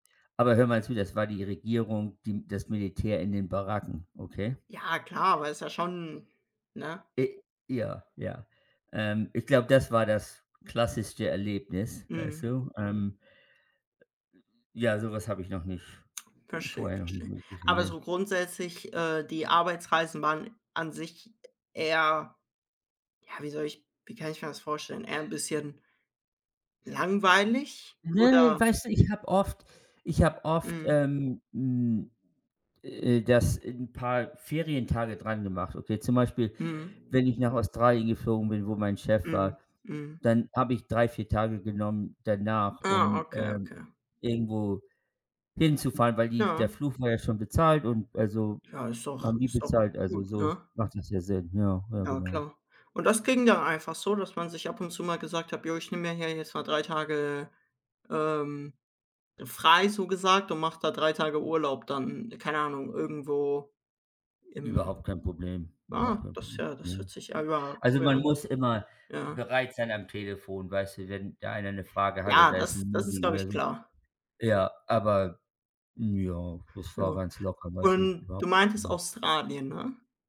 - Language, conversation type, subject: German, unstructured, Was war dein schönstes Erlebnis auf Reisen?
- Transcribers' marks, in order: other background noise; unintelligible speech; tapping; unintelligible speech